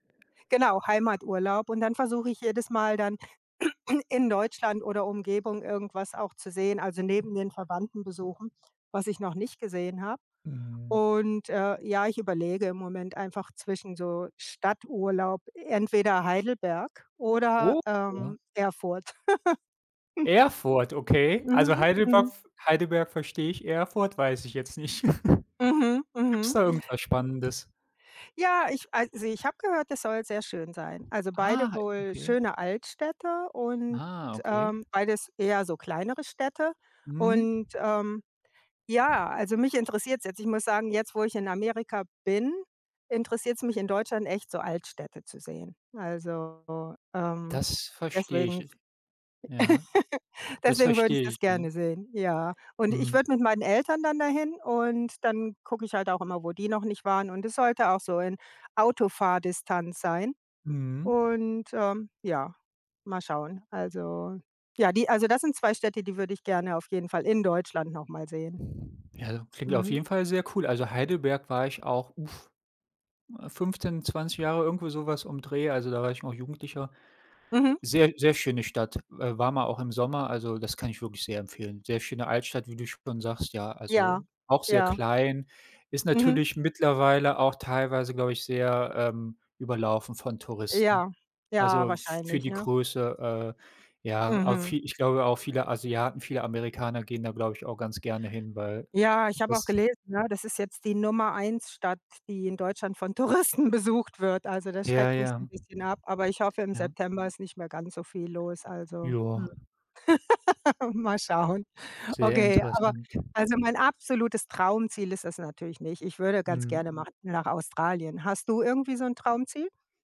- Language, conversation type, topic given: German, unstructured, Wohin würdest du am liebsten einmal reisen?
- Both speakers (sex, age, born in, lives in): female, 55-59, Germany, United States; male, 35-39, Germany, Germany
- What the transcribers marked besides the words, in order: throat clearing; chuckle; other background noise; chuckle; tapping; chuckle; unintelligible speech; laughing while speaking: "Touristen"; laugh